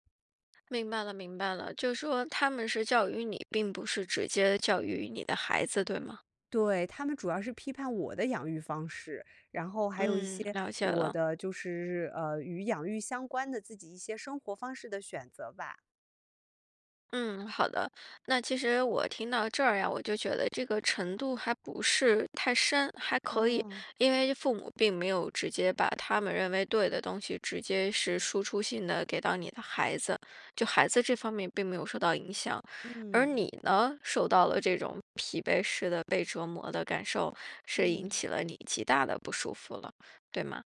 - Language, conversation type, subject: Chinese, advice, 当父母反复批评你的养育方式或生活方式时，你该如何应对这种受挫和疲惫的感觉？
- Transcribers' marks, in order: "教育" said as "教鱼"